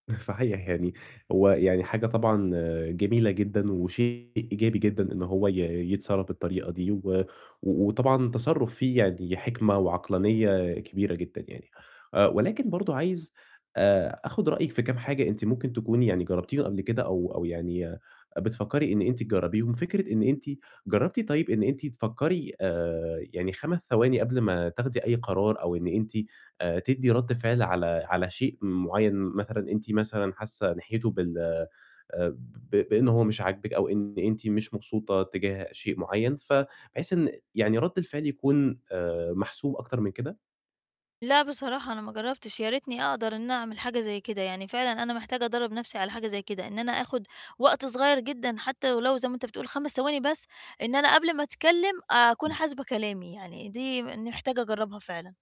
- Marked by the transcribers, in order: laughing while speaking: "صحيح يعني"; distorted speech
- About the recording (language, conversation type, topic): Arabic, advice, إزاي أقدر أظبط مشاعري قبل ما أردّ فورًا على رسالة أو تعليق مستفز؟
- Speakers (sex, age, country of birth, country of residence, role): female, 40-44, Egypt, Portugal, user; male, 20-24, Egypt, Egypt, advisor